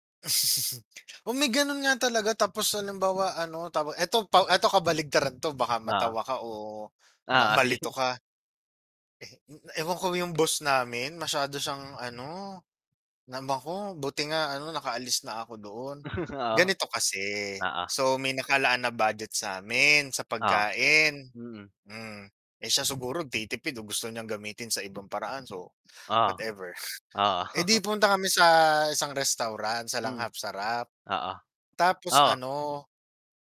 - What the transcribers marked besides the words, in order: chuckle; other background noise; laughing while speaking: "sige"; tapping; chuckle; scoff; chuckle
- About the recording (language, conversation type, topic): Filipino, unstructured, Ano ang palagay mo sa mga taong kumakain nang sobra sa restawran pero hindi nagbabayad?
- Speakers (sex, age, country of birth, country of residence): male, 30-34, Philippines, Philippines; male, 35-39, Philippines, Philippines